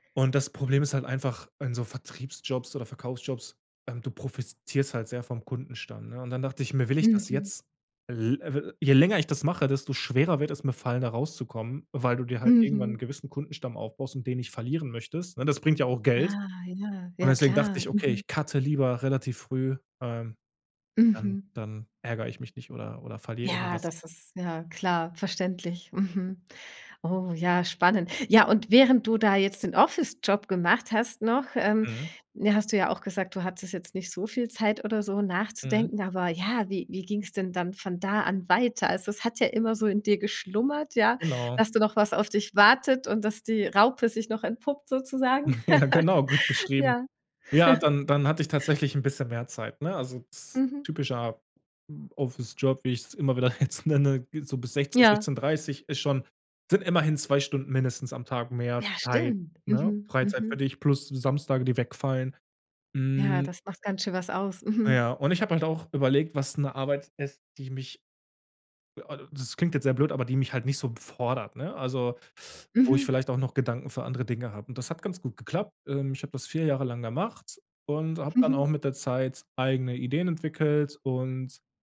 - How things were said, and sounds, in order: "profitierst" said as "profistierst"; in English: "cutte"; chuckle; giggle; laughing while speaking: "jetzt nenne"; unintelligible speech
- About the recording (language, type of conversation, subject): German, podcast, Wie ist dein größter Berufswechsel zustande gekommen?